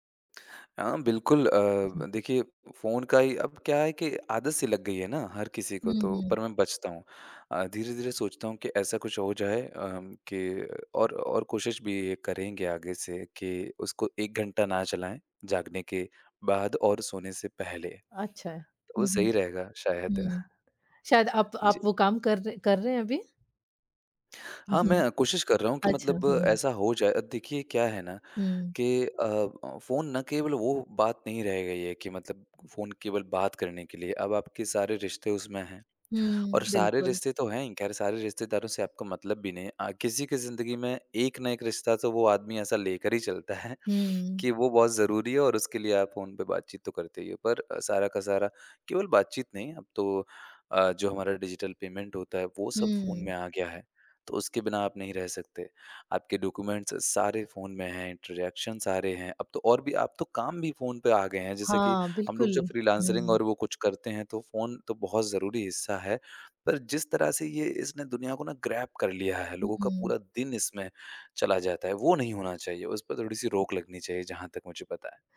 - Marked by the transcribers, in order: chuckle; other background noise; laughing while speaking: "चलता है"; in English: "डिजिटल पेमेंट"; in English: "डॉक्यूमेंट्स"; in English: "इंटरेक्शन"; in English: "फ्रीलांसरिंग"; "फ्रीलांसिंग" said as "फ्रीलांसरिंग"; in English: "ग्रैब"
- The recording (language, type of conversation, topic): Hindi, podcast, फोन के बिना आपका एक दिन कैसे बीतता है?